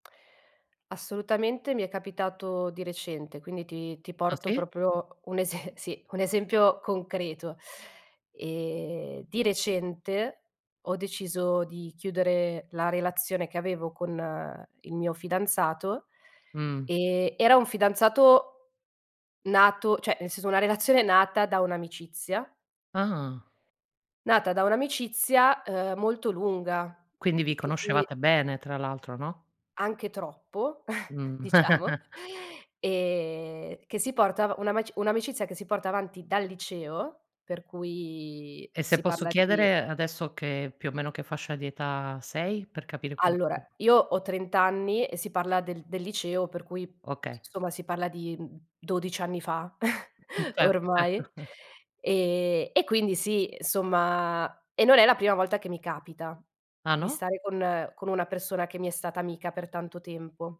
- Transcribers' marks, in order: laughing while speaking: "ese"; "cioè" said as "ceh"; chuckle; laughing while speaking: "diciamo"; chuckle; unintelligible speech; other background noise; chuckle; laughing while speaking: "ormai"; chuckle; "insomma" said as "nsomma"
- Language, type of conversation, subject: Italian, podcast, Come decidi se restare o lasciare una relazione?